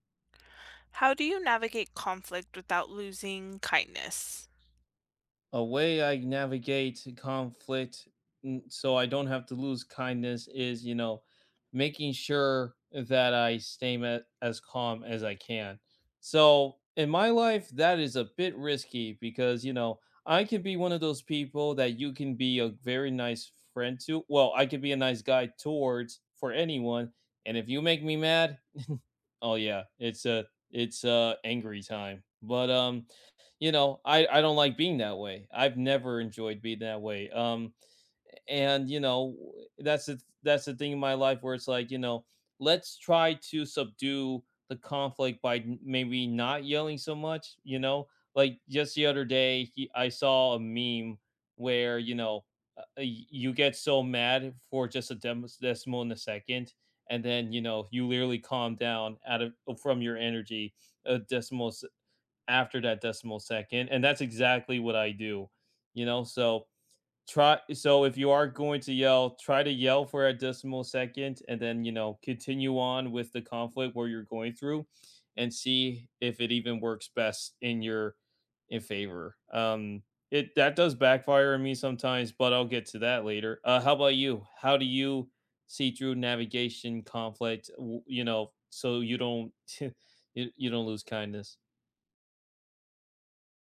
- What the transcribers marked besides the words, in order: other background noise; giggle; chuckle
- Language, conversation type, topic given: English, unstructured, How do you navigate conflict without losing kindness?